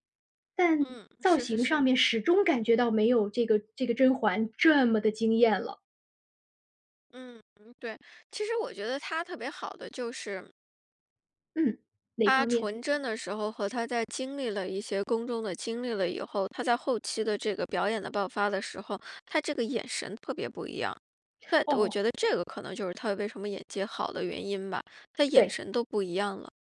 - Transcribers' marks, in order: none
- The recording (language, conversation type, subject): Chinese, podcast, 你对哪部电影或电视剧的造型印象最深刻？